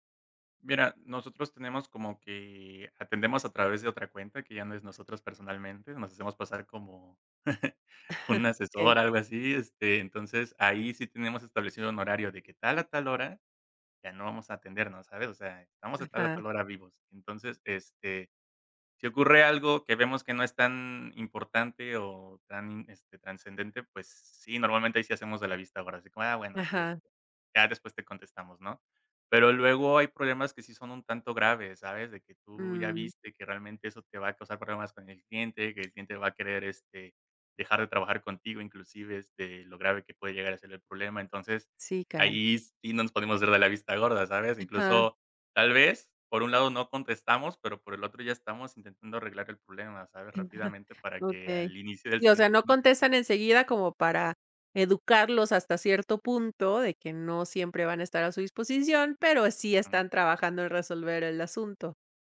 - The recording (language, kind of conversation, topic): Spanish, advice, ¿Cómo puedo dejar de rumiar sobre el trabajo por la noche para conciliar el sueño?
- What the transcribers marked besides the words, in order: chuckle; other background noise; chuckle